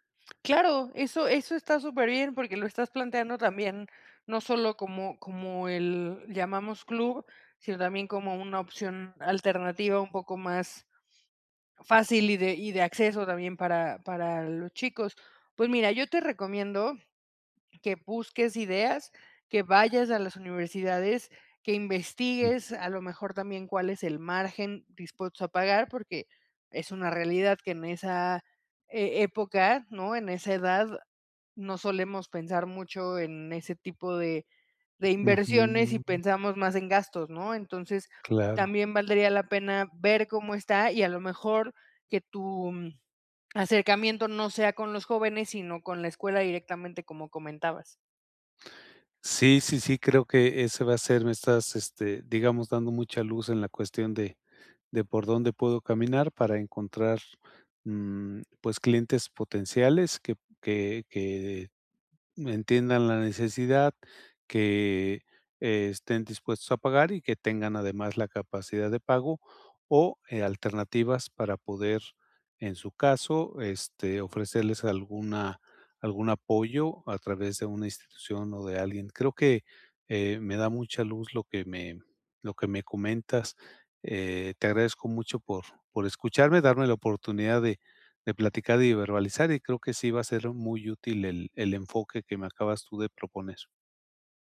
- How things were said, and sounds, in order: none
- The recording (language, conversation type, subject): Spanish, advice, ¿Cómo puedo validar si mi idea de negocio tiene un mercado real?